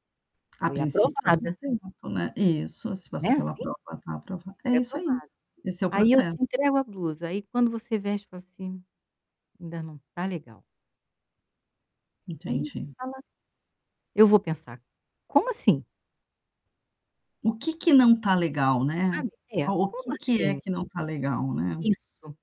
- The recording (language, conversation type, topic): Portuguese, advice, Como posso começar a aceitar a imperfeição no meu trabalho para ganhar impulso criativo?
- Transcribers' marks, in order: static; unintelligible speech; unintelligible speech